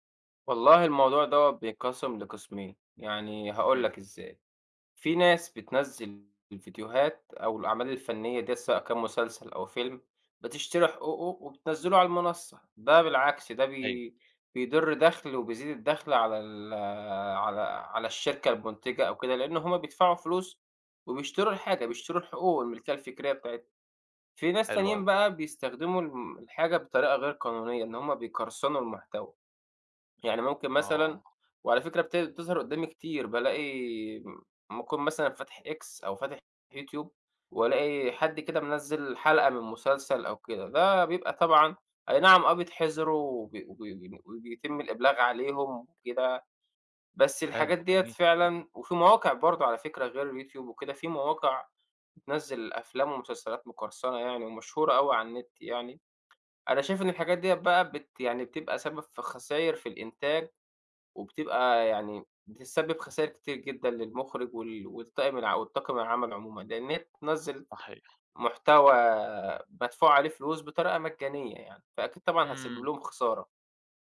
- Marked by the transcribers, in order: none
- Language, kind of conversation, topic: Arabic, podcast, إزاي بتأثر السوشال ميديا على شهرة المسلسلات؟